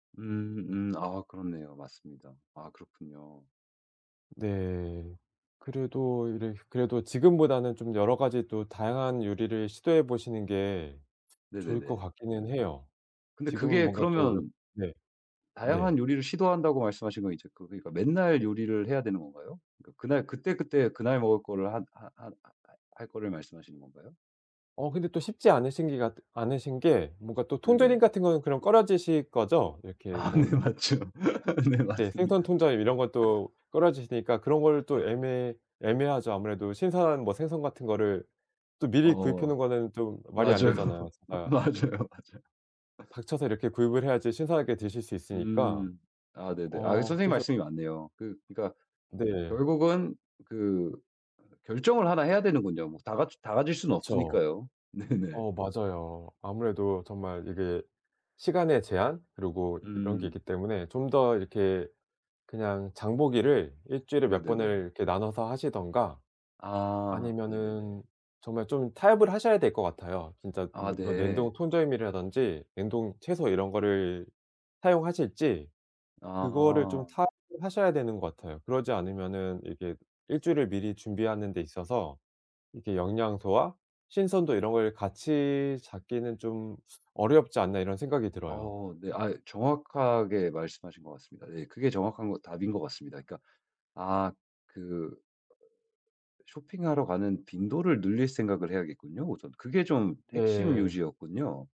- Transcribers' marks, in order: other background noise; laughing while speaking: "아 네. 맞죠. 네. 맞습니다"; other noise; laughing while speaking: "맞아요. 맞아요, 맞아요"; unintelligible speech; laughing while speaking: "네네"
- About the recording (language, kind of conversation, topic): Korean, advice, 간편한 식사로 영양 균형을 유지하려면 일주일 식단을 어떻게 계획해야 할까요?